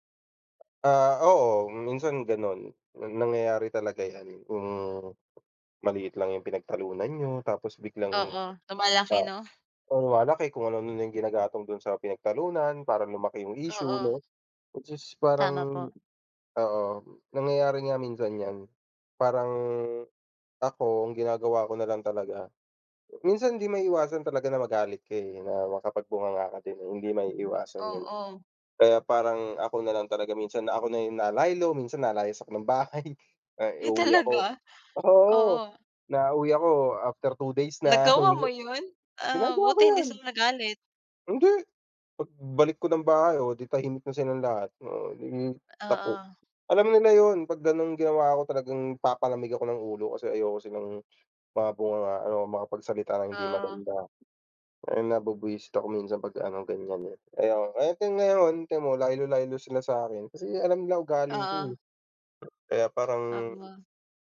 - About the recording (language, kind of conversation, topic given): Filipino, unstructured, Paano ninyo nilulutas ang mga hidwaan sa loob ng pamilya?
- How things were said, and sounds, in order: tapping; other background noise; laughing while speaking: "Ay talaga?"; laughing while speaking: "bahay"; unintelligible speech; "tingnan mo" said as "ti'mo"